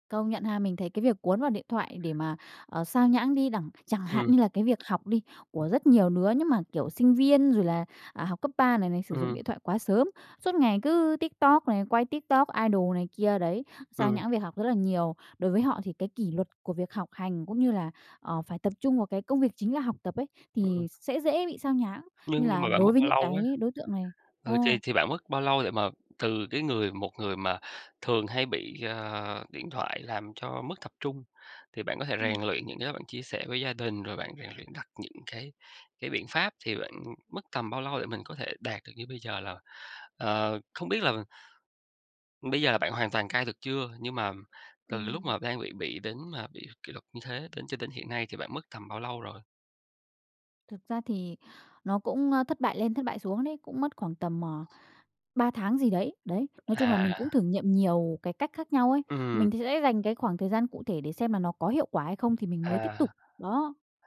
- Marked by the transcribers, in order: other background noise; tapping; in English: "idol"
- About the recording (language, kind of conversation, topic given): Vietnamese, podcast, Bạn làm gì để hạn chế điện thoại thông minh làm bạn xao nhãng và phá vỡ kỷ luật của mình?